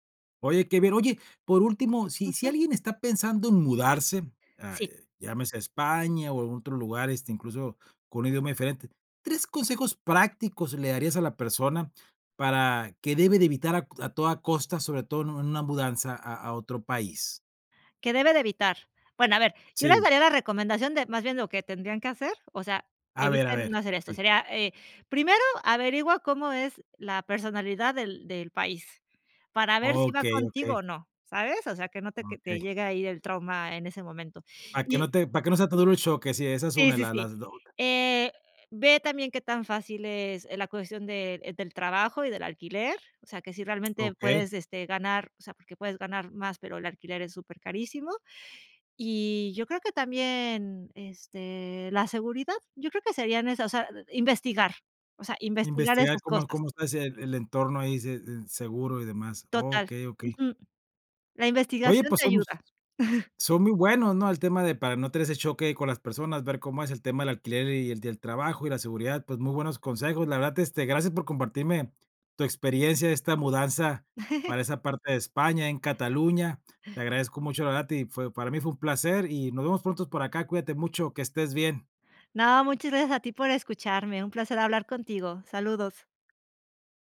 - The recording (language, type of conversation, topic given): Spanish, podcast, ¿Qué te enseñó mudarte a otro país?
- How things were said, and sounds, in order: unintelligible speech; chuckle